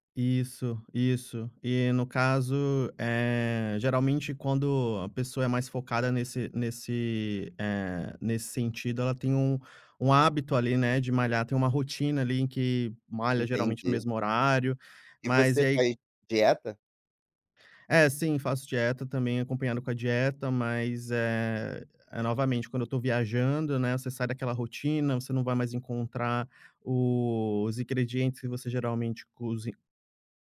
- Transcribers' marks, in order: other background noise; tapping
- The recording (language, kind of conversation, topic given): Portuguese, podcast, Como você lida com recaídas quando perde a rotina?